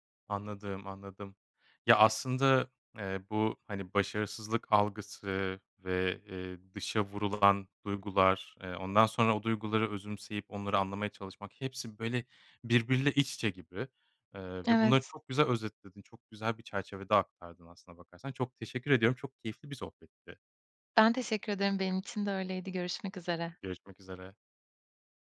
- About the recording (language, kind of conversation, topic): Turkish, podcast, Başarısızlıktan sonra nasıl toparlanırsın?
- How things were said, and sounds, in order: other background noise; tapping